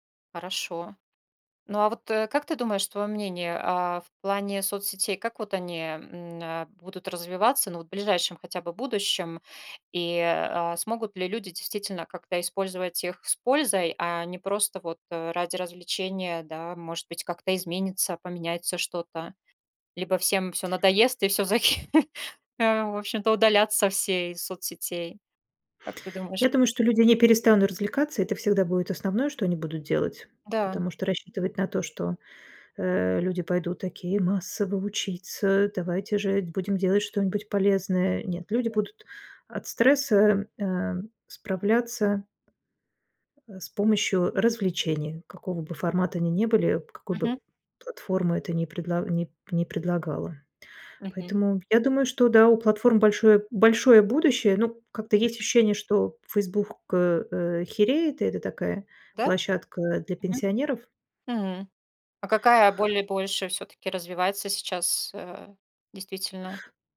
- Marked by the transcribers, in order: laughing while speaking: "и всё, за кхе"; put-on voice: "массово учиться: Давайте же будем делать что-нибудь полезное"
- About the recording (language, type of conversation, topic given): Russian, podcast, Как соцсети меняют то, что мы смотрим и слушаем?